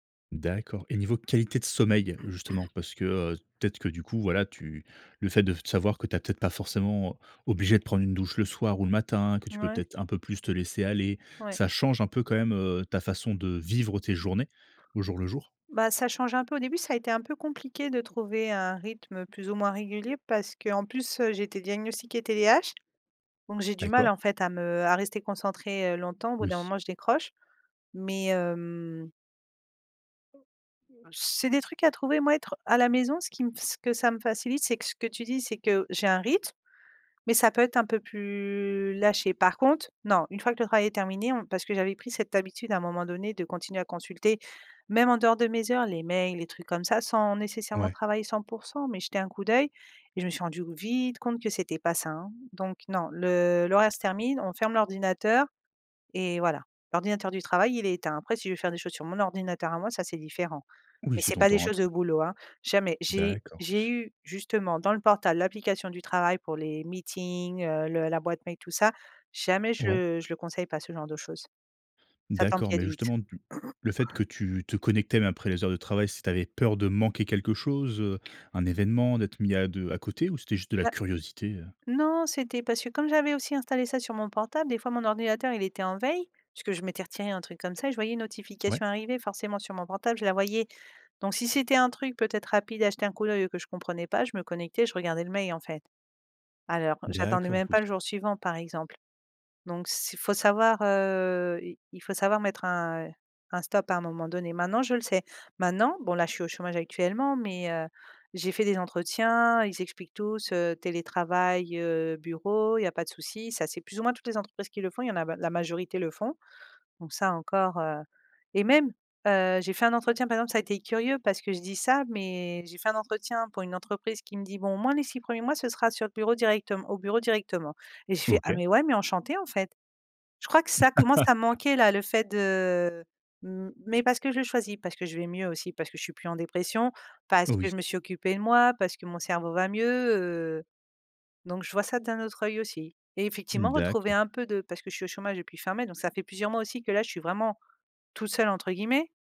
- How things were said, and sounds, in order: throat clearing; other background noise; drawn out: "plus"; stressed: "vite"; in English: "meetings"; throat clearing; stressed: "manquer"; stressed: "curiosité"; tapping; stressed: "même"; laugh
- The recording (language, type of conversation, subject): French, podcast, Quel impact le télétravail a-t-il eu sur ta routine ?